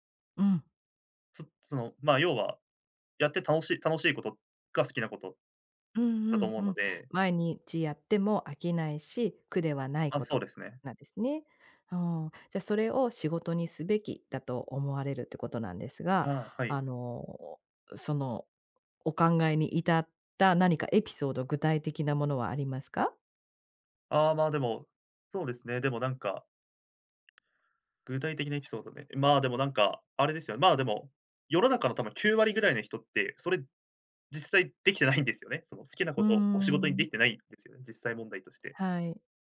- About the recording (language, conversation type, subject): Japanese, podcast, 好きなことを仕事にすべきだと思いますか？
- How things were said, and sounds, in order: tapping; laughing while speaking: "できてないんですよね"